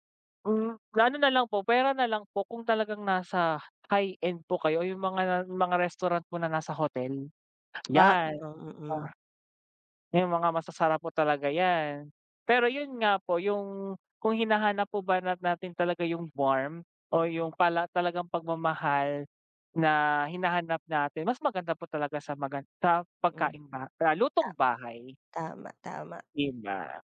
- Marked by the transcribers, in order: tapping; other background noise
- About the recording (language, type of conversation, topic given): Filipino, unstructured, Ano ang pinakamasarap na pagkaing natikman mo, at sino ang kasama mo noon?